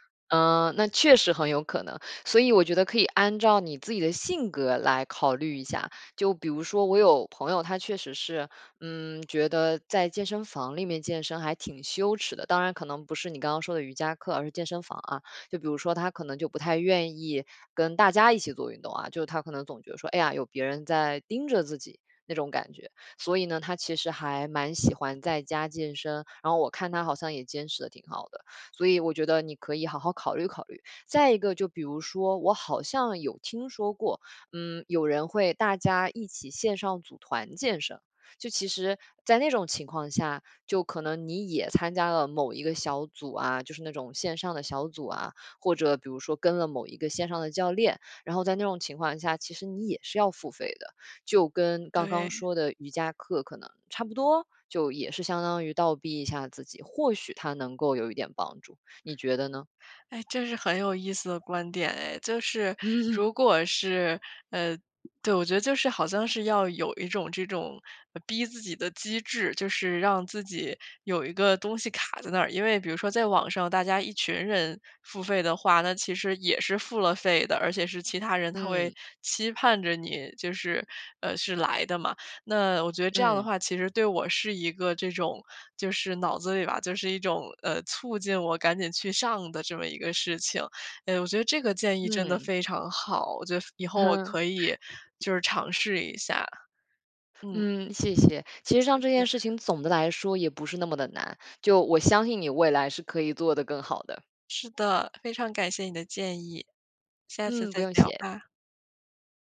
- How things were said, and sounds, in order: tapping; laughing while speaking: "嗯"; laughing while speaking: "哼"; other background noise
- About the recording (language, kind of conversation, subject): Chinese, advice, 我为什么总是无法坚持早起或保持固定的作息时间？